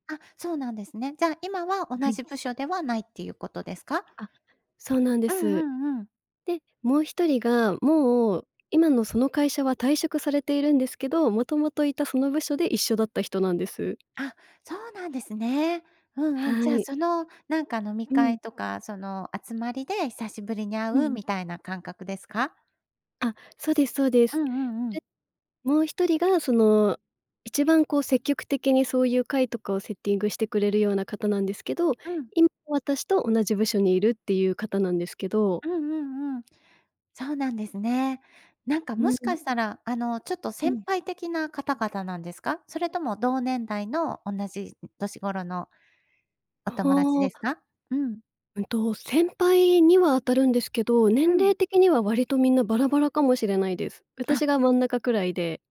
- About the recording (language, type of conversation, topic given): Japanese, advice, 友人の付き合いで断れない飲み会の誘いを上手に断るにはどうすればよいですか？
- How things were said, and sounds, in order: none